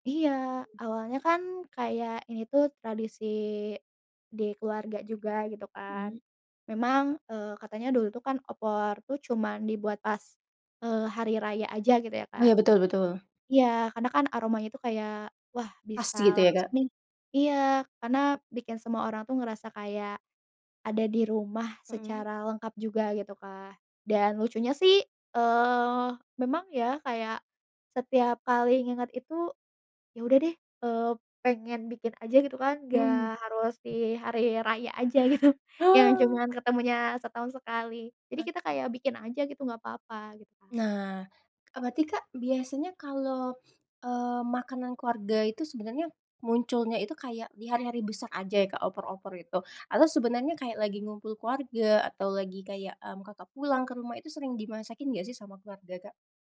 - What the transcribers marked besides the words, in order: other background noise; tapping; laughing while speaking: "gitu"
- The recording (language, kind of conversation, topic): Indonesian, podcast, Apakah ada makanan yang selalu disajikan saat liburan keluarga?